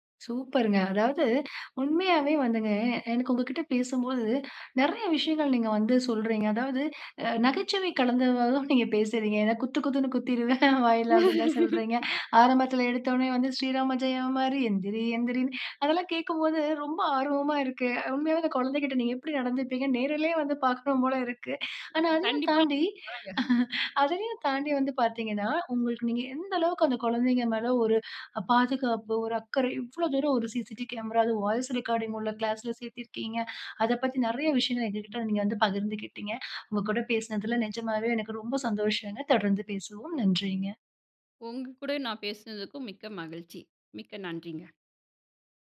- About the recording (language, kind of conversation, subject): Tamil, podcast, குழந்தைகளை பள்ளிக்குச் செல்ல நீங்கள் எப்படி தயார் செய்கிறீர்கள்?
- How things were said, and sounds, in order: laughing while speaking: "குத்து குத்துன்னு குத்திருவேன் வாயில. அப்படின்லாம் … பார்க்கணும் போல இருக்கு"; laugh; other background noise; chuckle; in English: "வாய்ஸ் ரெக்கார்டிங்"